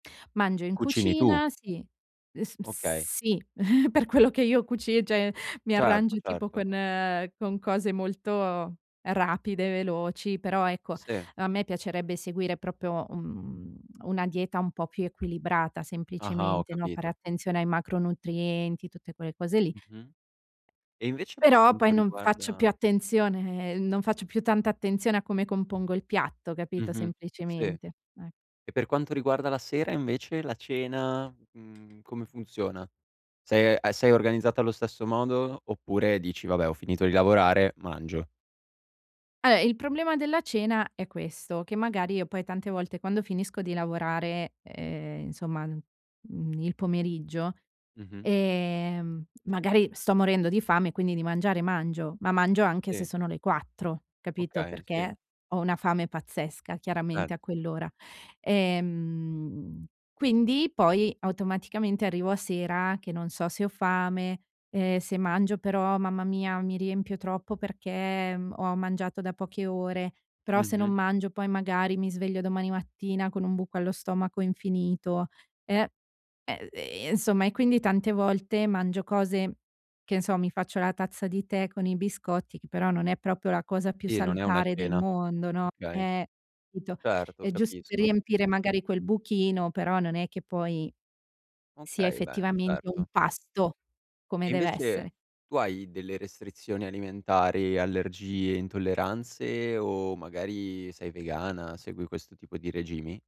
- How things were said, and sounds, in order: chuckle; laughing while speaking: "per quello"; tapping; "cioè" said as "ceh"; "proprio" said as "propio"; tsk; "Vabbè" said as "abè"; other background noise; "Sì" said as "tì"; unintelligible speech; "Sì" said as "tì"; "proprio" said as "propio"; "capito" said as "pito"
- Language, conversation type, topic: Italian, advice, Come posso mangiare in modo equilibrato con orari irregolari?